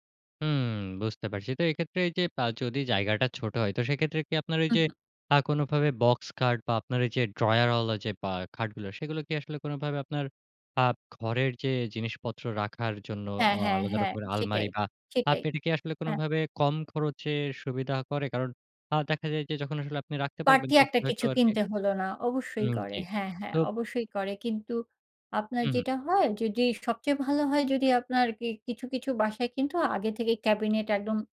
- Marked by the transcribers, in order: none
- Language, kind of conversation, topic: Bengali, podcast, কম বাজেটে ঘর সাজানোর টিপস বলবেন?